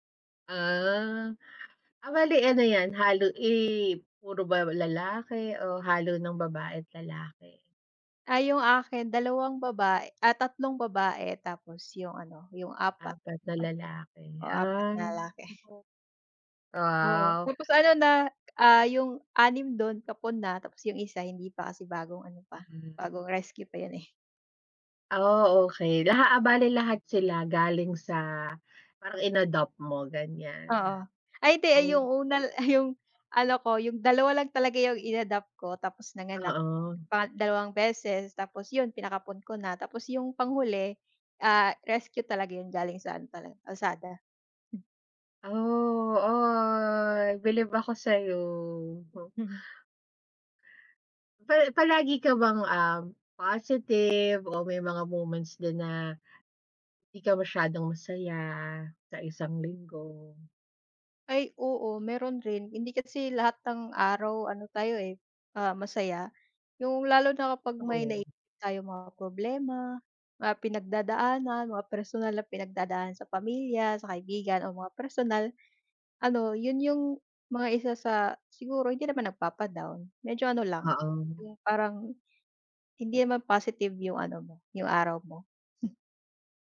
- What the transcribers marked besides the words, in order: tapping; other background noise; snort
- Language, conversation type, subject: Filipino, unstructured, Ano ang huling bagay na nagpangiti sa’yo ngayong linggo?